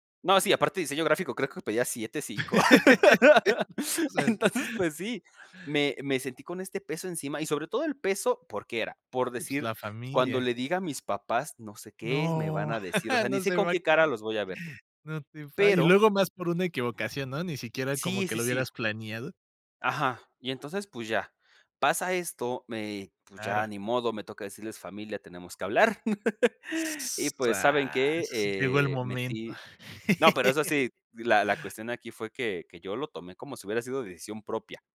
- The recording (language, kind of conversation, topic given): Spanish, podcast, ¿Un error terminó convirtiéndose en una bendición para ti?
- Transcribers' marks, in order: laugh; laugh; laughing while speaking: "entonces"; laugh; tapping; laugh; laugh